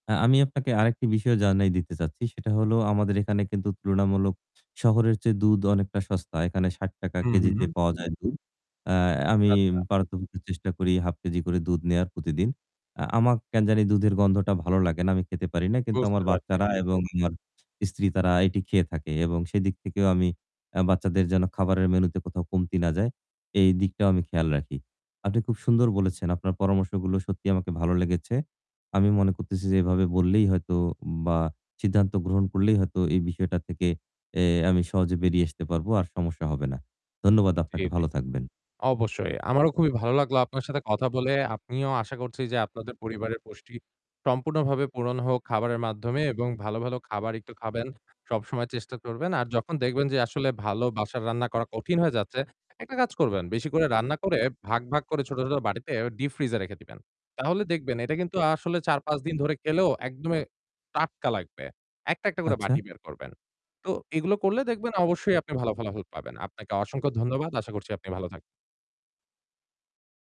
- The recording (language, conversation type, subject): Bengali, advice, সপ্তাহের জন্য স্বাস্থ্যকর ও দ্রুত মেনু সহজে পরিকল্পনা করে কীভাবে সময় বাঁচাতে পারি?
- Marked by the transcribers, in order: static; other background noise; distorted speech; "আমার" said as "আমাক"; "একদমই" said as "একদমে"